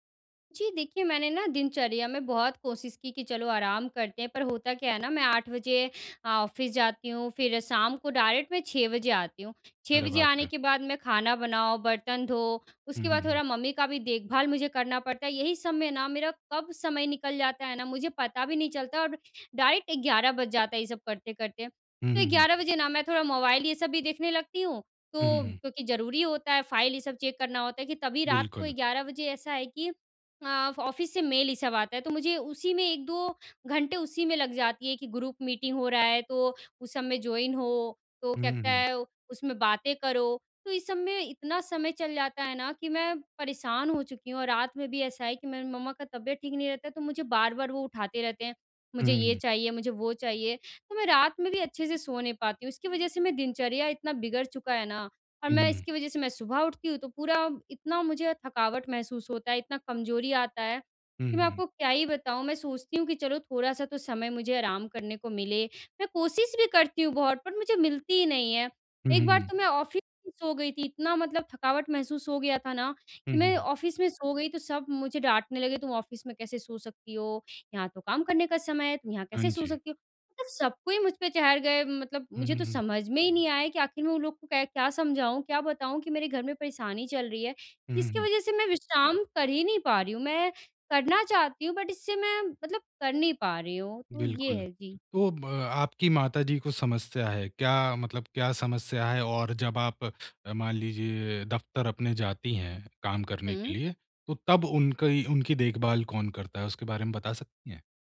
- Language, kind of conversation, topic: Hindi, advice, मैं अपनी रोज़मर्रा की दिनचर्या में नियमित आराम और विश्राम कैसे जोड़ूँ?
- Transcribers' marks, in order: in English: "ऑफ़िस"; in English: "डायरेक्ट"; in English: "डायरेक्ट"; in English: "फ़ाइल"; in English: "चेक"; in English: "ऑफ़िस"; in English: "ग्रुप मीटिंग"; in English: "जॉइन"; in English: "ऑफ़िस"; in English: "ऑफ़िस"; in English: "ऑफ़िस"; in English: "बट"